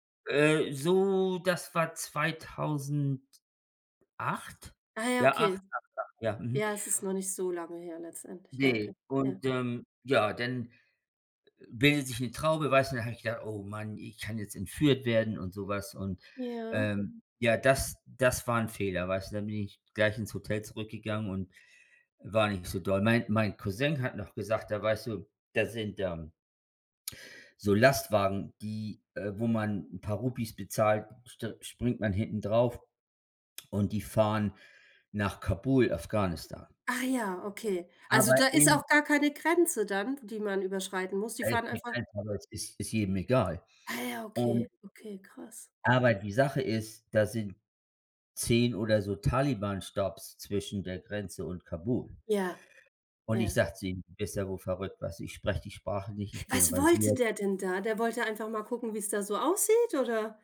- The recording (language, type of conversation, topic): German, unstructured, Was bedeutet für dich Abenteuer beim Reisen?
- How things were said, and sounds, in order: in English: "Rupees"; other background noise; anticipating: "Was wollte der denn da?"